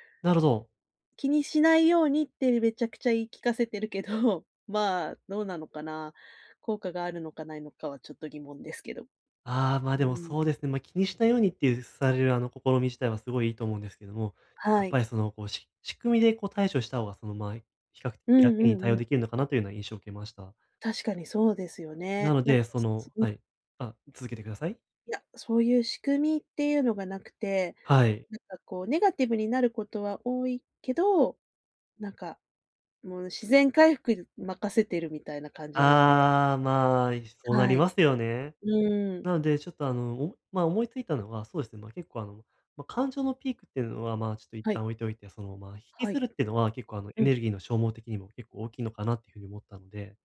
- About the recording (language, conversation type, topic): Japanese, advice, 感情が激しく揺れるとき、どうすれば受け入れて落ち着き、うまくコントロールできますか？
- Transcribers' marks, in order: laughing while speaking: "けど"; other background noise